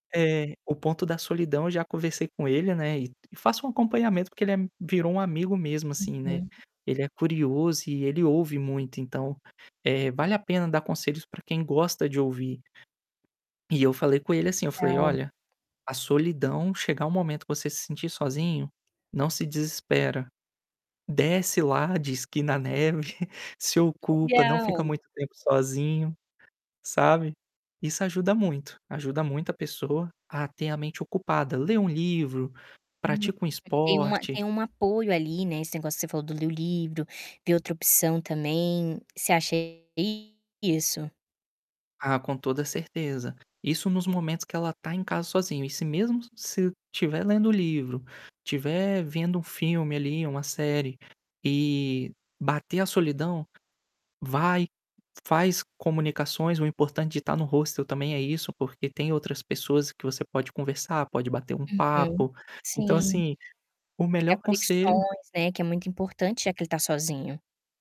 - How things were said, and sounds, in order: static; distorted speech; tapping; chuckle
- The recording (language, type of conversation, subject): Portuguese, podcast, Que conselho você daria a quem vai viajar sozinho pela primeira vez?